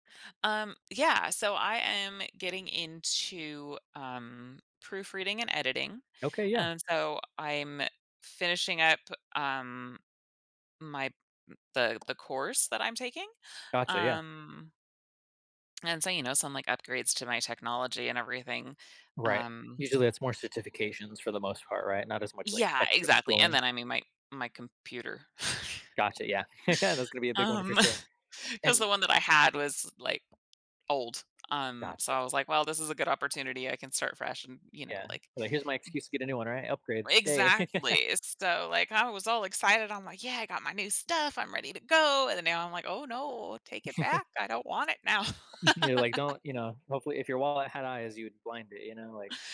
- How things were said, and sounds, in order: other background noise; chuckle; laughing while speaking: "um"; laugh; laugh; chuckle; laugh
- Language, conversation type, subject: English, advice, How can I celebrate a recent achievement and build confidence?